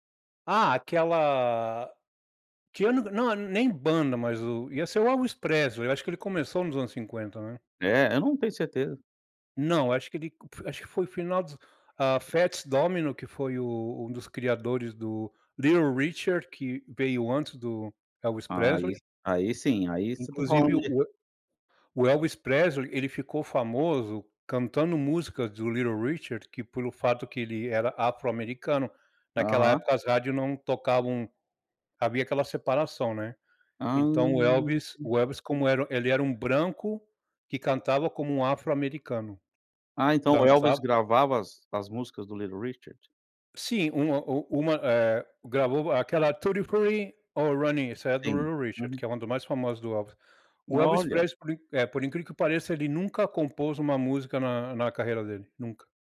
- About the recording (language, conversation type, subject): Portuguese, unstructured, Se você pudesse viajar no tempo, para que época iria?
- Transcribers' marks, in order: other background noise; put-on voice: "Fats Domino"; put-on voice: "Little Richard"; put-on voice: "Little Richard"; put-on voice: "Little Richard?"; singing: "tutti frutti, oh Rudy"; in English: "tutti frutti, oh Rudy"; put-on voice: "Little Richard"